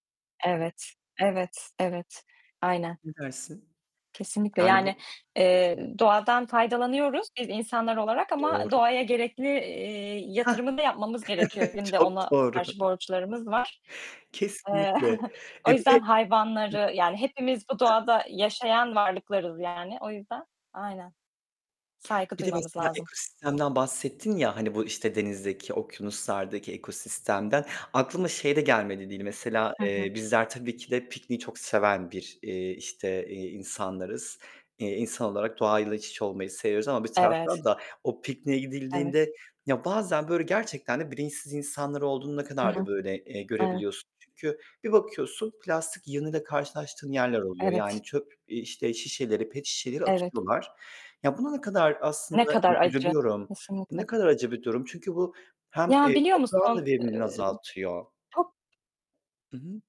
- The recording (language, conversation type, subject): Turkish, unstructured, Plastik atıklar çevremizi nasıl etkiliyor?
- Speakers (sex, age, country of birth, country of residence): female, 30-34, Turkey, Germany; male, 30-34, Turkey, Poland
- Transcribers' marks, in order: other background noise; static; distorted speech; chuckle; laughing while speaking: "Eee"; tapping